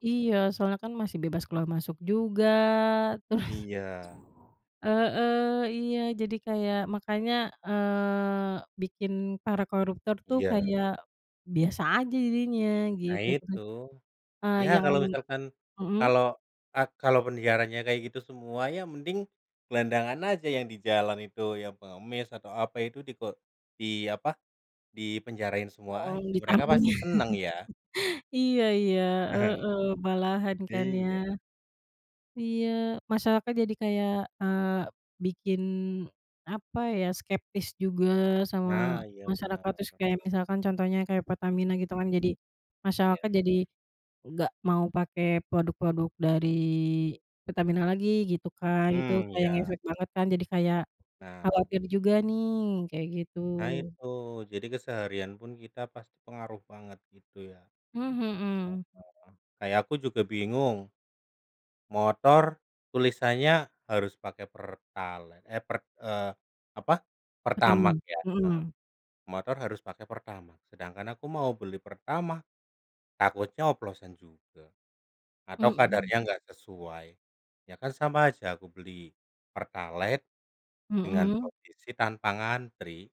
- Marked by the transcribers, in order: laughing while speaking: "Terus"; other background noise; laughing while speaking: "Ditampung, ya"; chuckle
- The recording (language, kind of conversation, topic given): Indonesian, unstructured, Bagaimana pendapatmu tentang korupsi dalam pemerintahan saat ini?